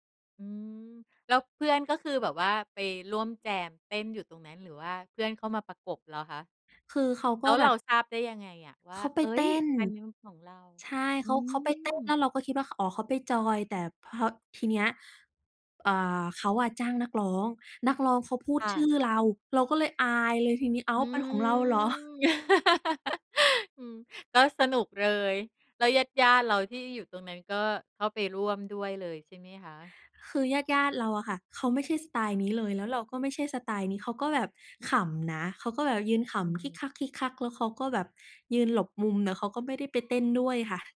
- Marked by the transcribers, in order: drawn out: "อืม"; laugh; other background noise
- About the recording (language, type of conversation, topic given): Thai, podcast, คุณช่วยเล่าเรื่องวันรับปริญญาที่ประทับใจให้ฟังหน่อยได้ไหม?